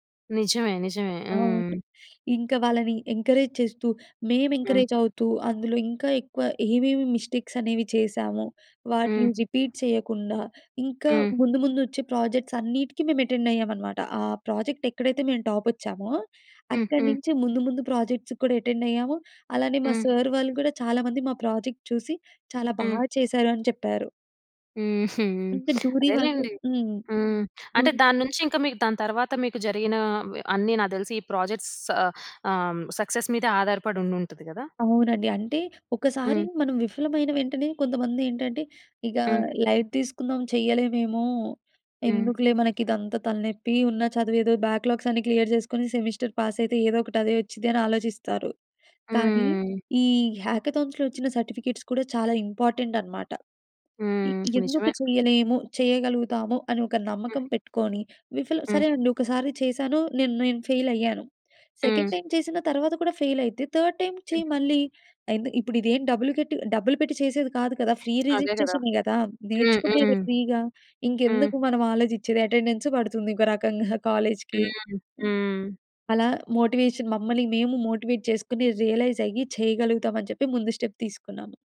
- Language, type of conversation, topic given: Telugu, podcast, ఒక ప్రాజెక్టు విఫలమైన తర్వాత పాఠాలు తెలుసుకోడానికి మొదట మీరు ఏం చేస్తారు?
- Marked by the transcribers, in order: tapping; in English: "ఎంకరేజ్"; in English: "ఎంకరేజ్"; in English: "మిస్టేక్స్"; in English: "రిపీట్"; in English: "ప్రాజెక్ట్స్"; in English: "ఎటెండ్"; in English: "ప్రాజెక్ట్"; in English: "ప్రాజెక్ట్స‌కి"; in English: "ఎటెండ్"; in English: "ప్రాజెక్ట్"; sniff; in English: "ప్రాజెక్ట్స్"; in English: "సక్సెస్"; in English: "లైట్"; in English: "బ్యాక్‌లాగ్స్"; in English: "క్లియర్"; in English: "సెమిస్టర్ పాస్"; in English: "హ్యాకథాన్స్‌లో"; in English: "సర్టిఫికెట్స్"; in English: "ఇంపార్టెంట్"; in English: "సెకండ్ టైమ్"; in English: "థర్డ్ టైమ్"; in English: "ఫ్రీ"; other background noise; in English: "ఫ్రీగా"; in English: "కాలేజ్‌కి"; in English: "మోటివేషన్"; in English: "మోటివేట్"; in English: "స్టెప్"